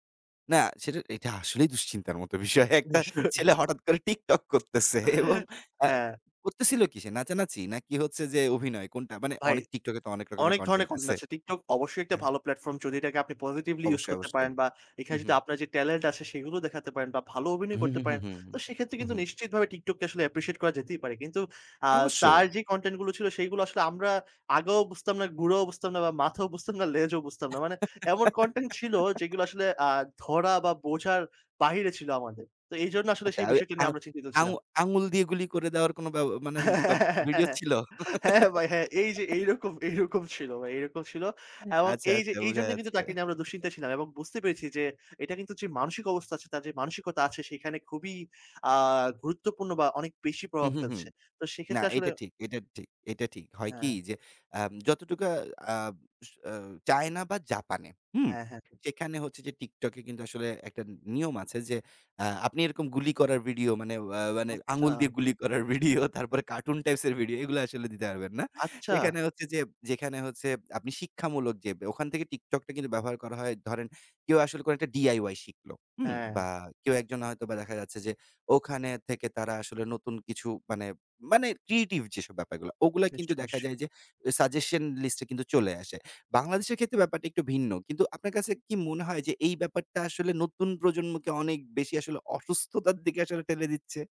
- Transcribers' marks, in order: laughing while speaking: "মত বিষয়। একটা ছেলে হঠাৎ করে TikTok করতেছে এবং অ্যা"; laughing while speaking: "নিশ্চয়ই"; in English: "positively"; in English: "talent"; other background noise; in English: "appreciate"; laugh; "আচ্ছা" said as "আচ্চা"; giggle; laughing while speaking: "হ্যাঁ, হ্যাঁ, হ্যাঁ, হ্যাঁ বাই … ভাই এরকম ছিল"; "ভাই" said as "বাই"; laugh; laughing while speaking: "অ্যা আচ্ছা, আচ্ছা বোঝা যাচ্ছে"; chuckle; tapping; laughing while speaking: "আঙ্গুল দিয়ে গুলি করার ভিডিও … দিতে পারবেন না"; "আচ্ছা" said as "আচ্চা"; in English: "creative"; laughing while speaking: "অসুস্থতার দিকে আসলে ঠেলে দিচ্চে?"; "দিচ্ছে" said as "দিচ্চে"
- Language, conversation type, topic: Bengali, podcast, সামাজিক মাধ্যমে আপনার মানসিক স্বাস্থ্যে কী প্রভাব পড়েছে?